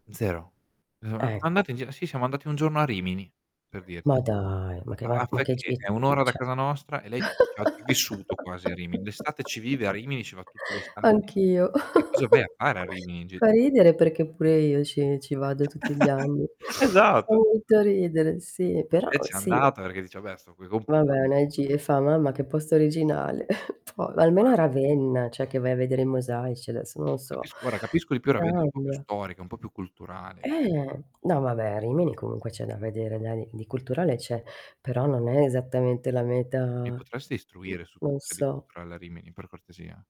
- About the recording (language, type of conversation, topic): Italian, unstructured, Che cosa ti ha deluso di più nella scuola?
- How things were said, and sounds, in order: unintelligible speech; static; drawn out: "dai"; distorted speech; laugh; chuckle; "anni" said as "ammi"; chuckle; sniff; unintelligible speech; unintelligible speech; unintelligible speech; unintelligible speech; chuckle; unintelligible speech; "cioè" said as "ceh"; other background noise; "guarda" said as "guara"; other noise